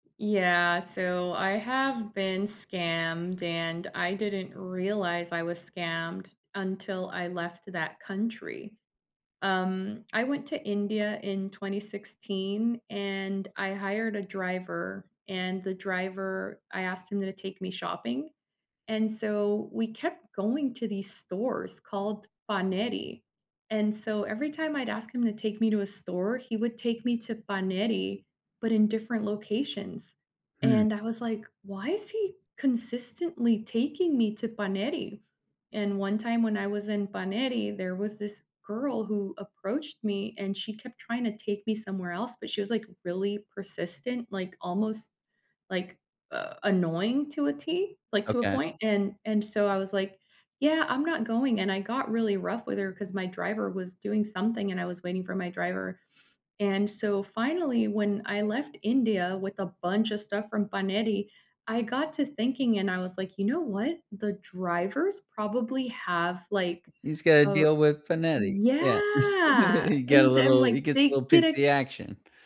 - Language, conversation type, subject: English, unstructured, Have you ever been scammed while traveling, and what was it like?
- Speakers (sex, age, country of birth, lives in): female, 40-44, United States, United States; male, 40-44, United States, United States
- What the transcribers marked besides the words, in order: tapping; put-on voice: "Paneri"; put-on voice: "Paneri"; put-on voice: "Paneri?"; put-on voice: "Paneri"; put-on voice: "Paneri"; other background noise; chuckle; drawn out: "yeah"